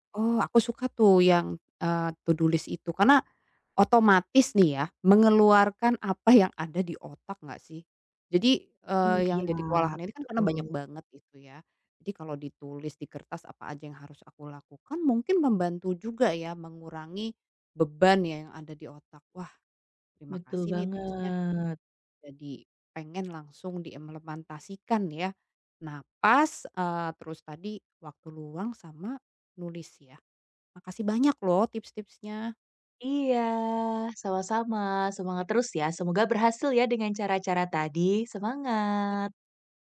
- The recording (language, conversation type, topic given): Indonesian, advice, Bagaimana cara menenangkan diri saat tiba-tiba merasa sangat kewalahan dan cemas?
- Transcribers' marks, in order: in English: "to-do list"; stressed: "beban"; "diimplementasikan" said as "diemlementasikan"; drawn out: "Iya"